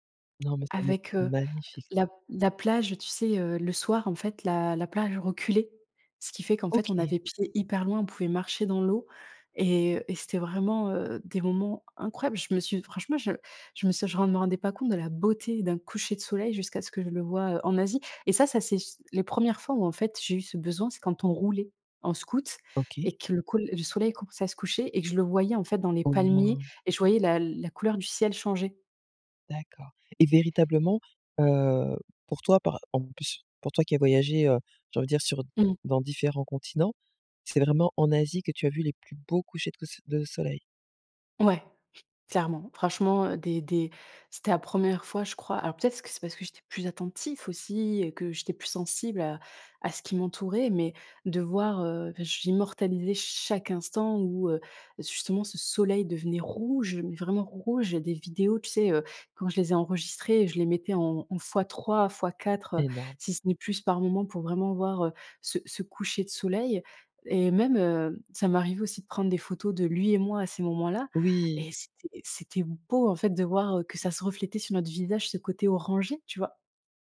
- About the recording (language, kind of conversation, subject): French, podcast, Quel paysage t’a coupé le souffle en voyage ?
- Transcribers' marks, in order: tapping; stressed: "beauté"; "scooter" said as "scout"; other background noise; stressed: "chaque"; stressed: "beau"